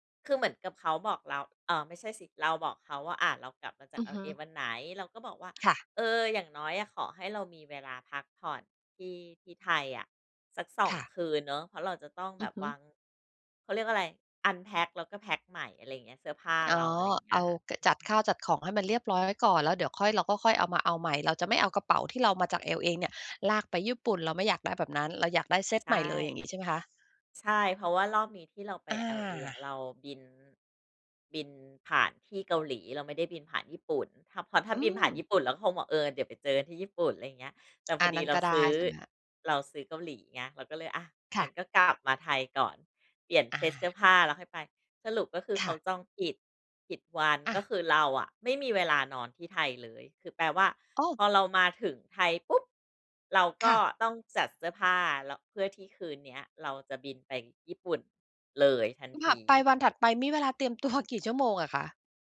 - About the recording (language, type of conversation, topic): Thai, podcast, เวลาเจอปัญหาระหว่างเดินทาง คุณรับมือยังไง?
- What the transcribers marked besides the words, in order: tapping; in English: "Unpack"; other background noise; wind; tsk; laughing while speaking: "ตัว"